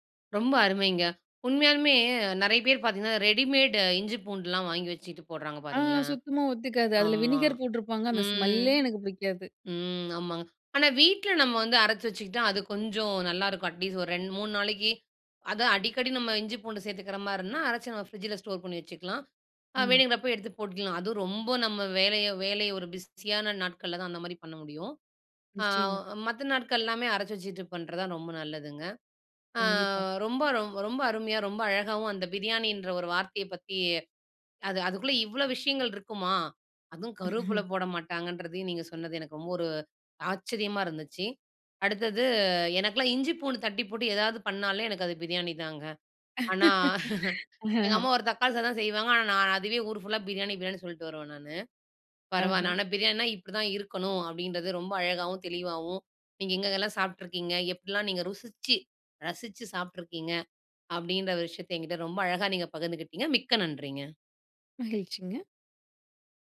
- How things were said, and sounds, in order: surprised: "அதுவும் கருவேப்பில போட மாட்டாங்கன்றதையும் நீங்க சொன்னது எனக்கு ரொம்ப ஒரு ஆச்சரியமா இருந்துச்சு"; laugh; chuckle; laugh
- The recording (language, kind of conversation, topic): Tamil, podcast, உனக்கு ஆறுதல் தரும் சாப்பாடு எது?